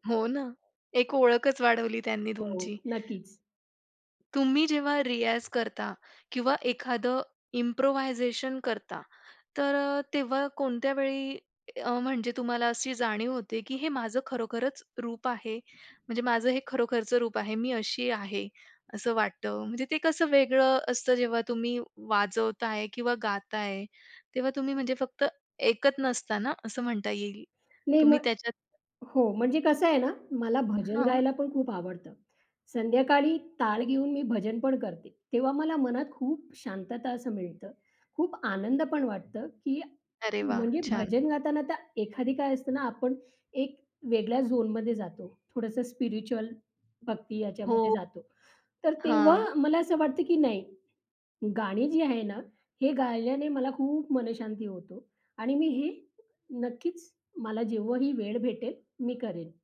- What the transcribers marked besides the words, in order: in Hindi: "रियाज"; in English: "इम्प्रोव्हायझेशन"; in English: "झोनमध्ये"; in English: "स्पिरिच्युअल"
- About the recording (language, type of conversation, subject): Marathi, podcast, संगीताच्या माध्यमातून तुम्हाला स्वतःची ओळख कशी सापडते?